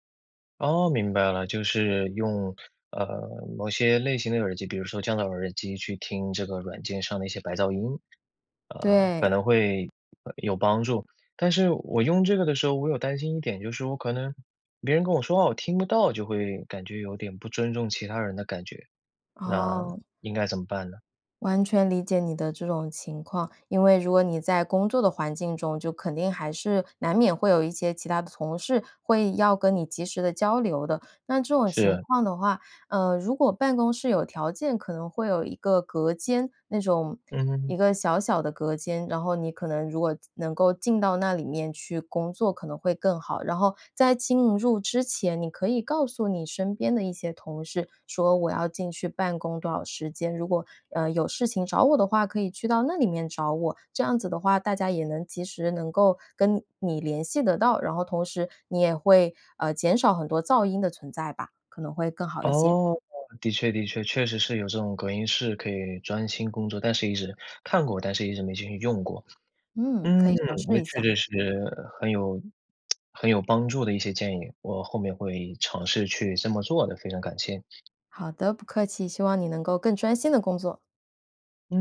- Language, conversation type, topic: Chinese, advice, 我在工作中总是容易分心、无法专注，该怎么办？
- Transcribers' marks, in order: tapping